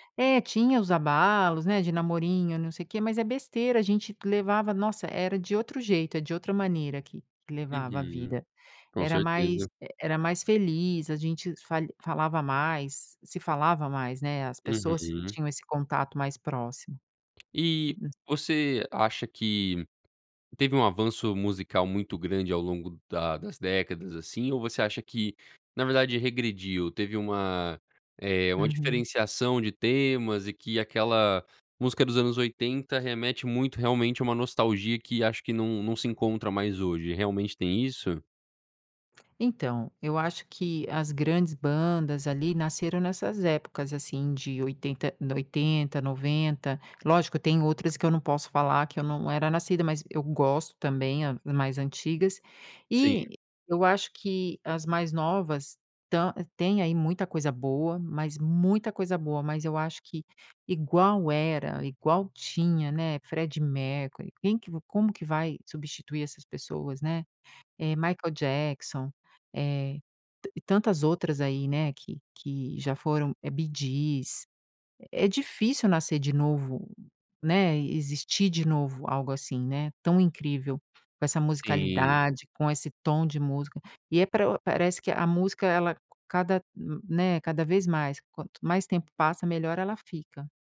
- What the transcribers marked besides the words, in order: other noise
- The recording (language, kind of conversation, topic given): Portuguese, podcast, Qual música antiga sempre te faz voltar no tempo?